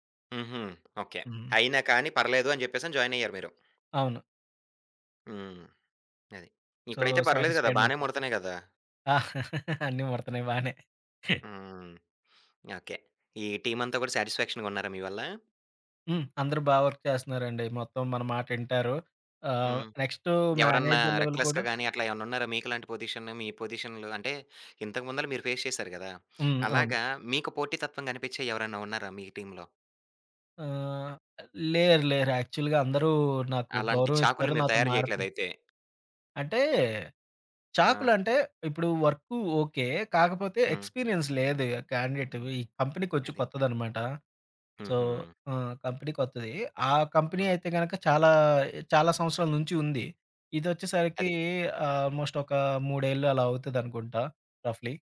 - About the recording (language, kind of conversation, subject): Telugu, podcast, ఒక ఉద్యోగం నుంచి తప్పుకోవడం నీకు విజయానికి తొలి అడుగేనని అనిపిస్తుందా?
- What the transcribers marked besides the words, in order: in English: "సో, సాటిస్ఫైడ్"; laughing while speaking: "అన్నీ ముడుతున్నాయి బానే"; in English: "సాటిస్ఫాక్షన్"; in English: "వర్క్"; in English: "రెక్లెస్‌గా"; in English: "మేనేజర్ లెవెల్"; in English: "పొజిషన్‌లో"; in English: "ఫేస్"; other background noise; in English: "టీమ్‌లో?"; in English: "యాక్చువల్‌గా"; tapping; in English: "ఎక్స్‌పీరియన్స్"; in English: "కంపెనీకి"; in English: "సో"; in English: "కంపెనీ"; in English: "కంపెనీ"; in English: "ఆల్మోస్ట్"; in English: "రఫ్‌లీ"